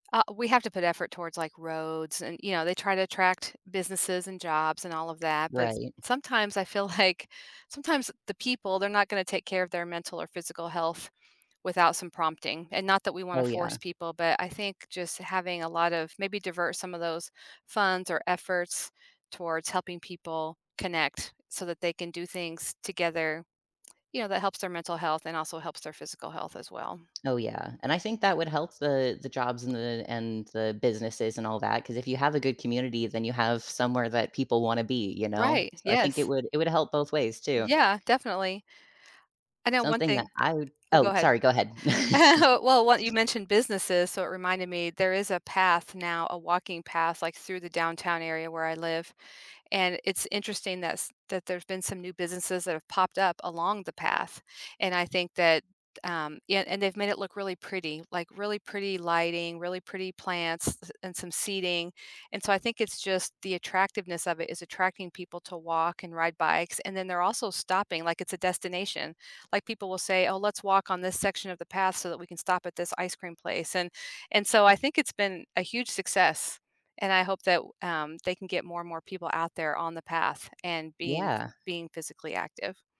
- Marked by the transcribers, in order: tapping; chuckle; chuckle
- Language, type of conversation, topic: English, unstructured, How can local governments better serve the needs of their communities?